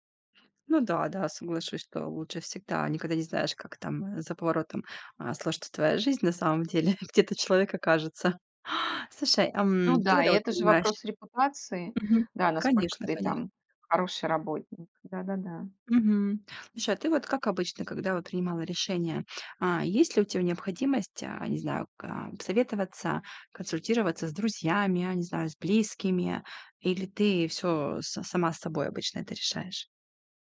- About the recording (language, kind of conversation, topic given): Russian, podcast, Как ты принимаешь решение о смене работы или города?
- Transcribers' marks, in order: chuckle